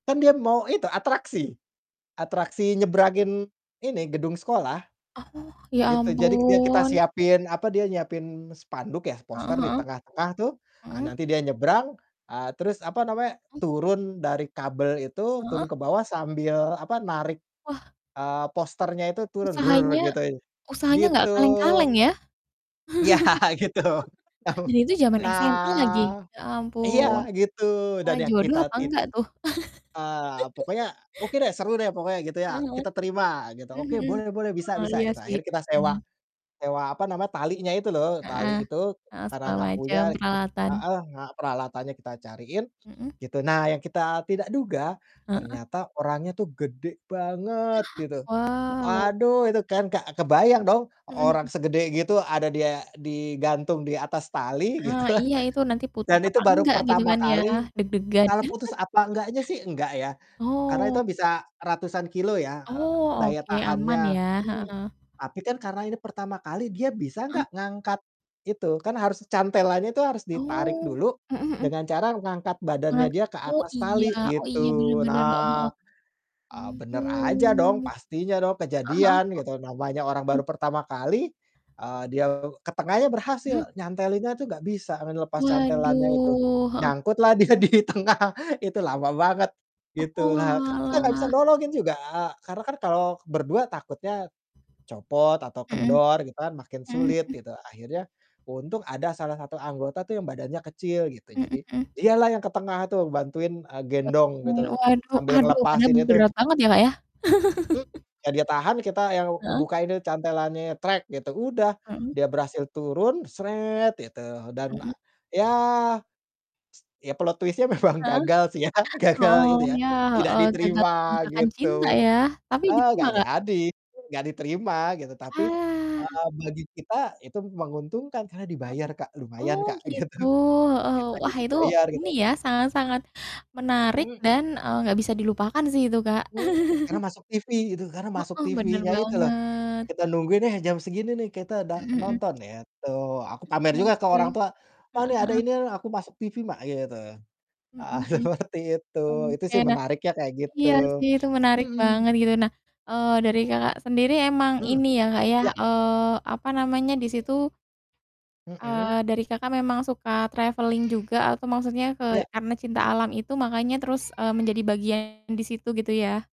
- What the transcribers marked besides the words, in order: mechanical hum; drawn out: "ampun"; other noise; laughing while speaking: "Iya, gitu tau"; chuckle; drawn out: "Nah"; chuckle; distorted speech; stressed: "gede banget"; laughing while speaking: "gitu kan"; chuckle; drawn out: "Mhm"; other background noise; drawn out: "Waduh"; laughing while speaking: "dia di tengah"; chuckle; tsk; in English: "plot twist-nya"; laughing while speaking: "memang"; laughing while speaking: "ya, gagal"; laughing while speaking: "gitu"; chuckle; laughing while speaking: "Ah"; sniff; in English: "traveling"; baby crying
- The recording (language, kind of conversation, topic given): Indonesian, unstructured, Apakah kamu memiliki kenangan spesial yang berhubungan dengan hobimu?